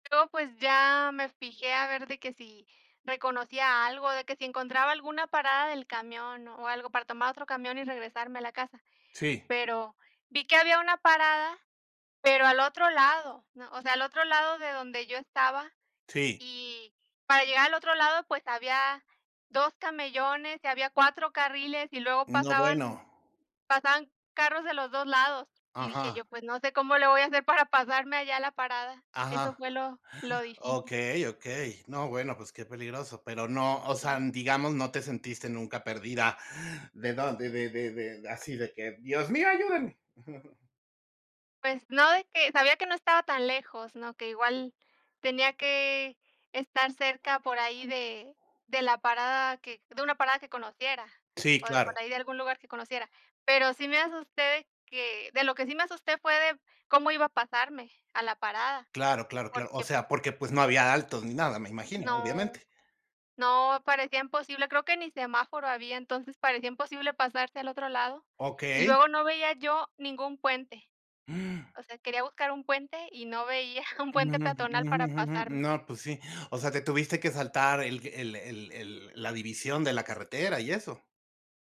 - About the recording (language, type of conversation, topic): Spanish, unstructured, ¿Alguna vez te has perdido en un lugar desconocido? ¿Qué fue lo que pasó?
- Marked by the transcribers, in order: other background noise; gasp; chuckle; gasp; laughing while speaking: "veía"; other noise